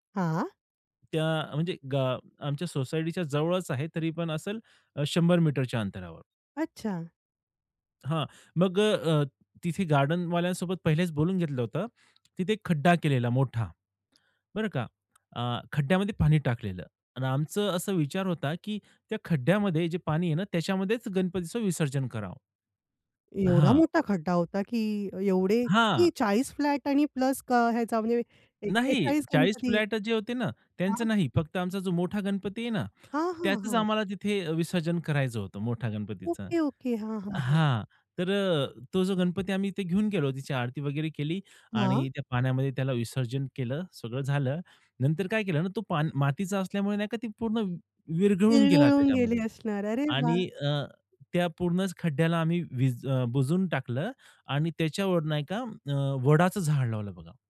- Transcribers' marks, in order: other background noise; tapping; surprised: "एवढा मोठा खड्डा होता, की … म्हणजे एक्केचाळीस गणपती?"
- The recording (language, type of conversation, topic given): Marathi, podcast, सण पर्यावरणपूरक पद्धतीने साजरे करण्यासाठी तुम्ही काय करता?